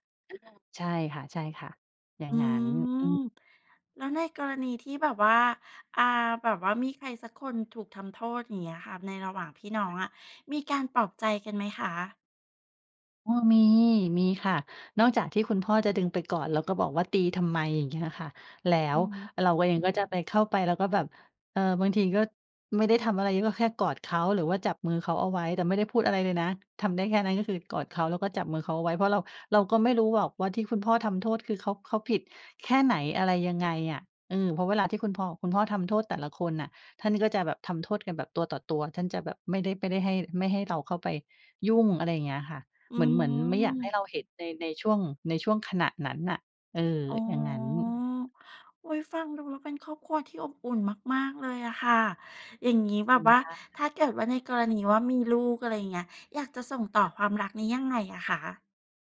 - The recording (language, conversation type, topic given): Thai, podcast, ครอบครัวของคุณแสดงความรักต่อคุณอย่างไรตอนคุณยังเป็นเด็ก?
- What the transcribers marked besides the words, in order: none